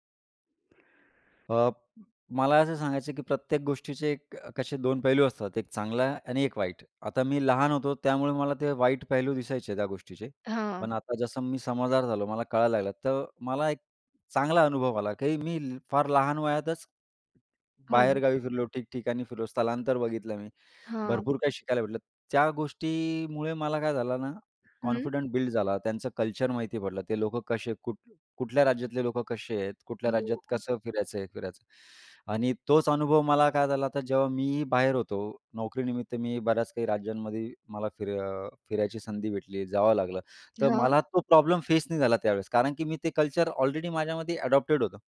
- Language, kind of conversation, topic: Marathi, podcast, बाबा-आजोबांच्या स्थलांतराच्या गोष्टी सांगशील का?
- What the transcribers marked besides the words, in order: other background noise; tapping